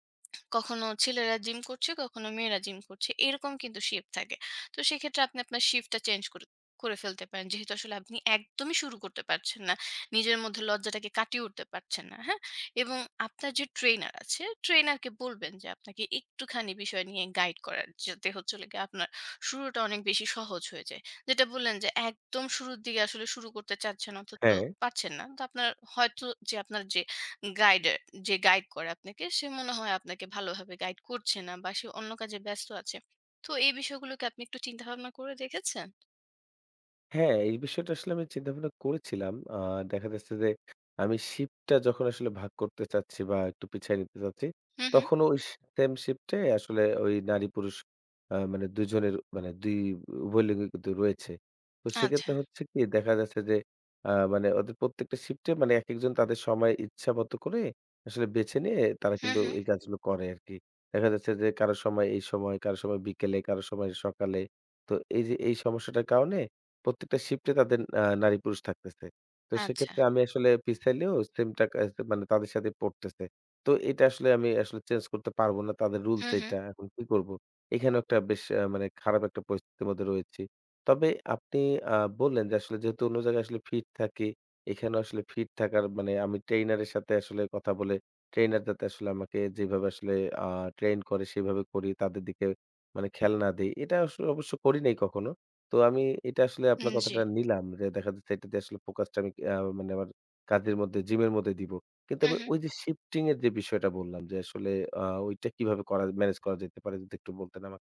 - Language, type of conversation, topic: Bengali, advice, জিমে গেলে কেন আমি লজ্জা পাই এবং অন্যদের সামনে অস্বস্তি বোধ করি?
- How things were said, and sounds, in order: none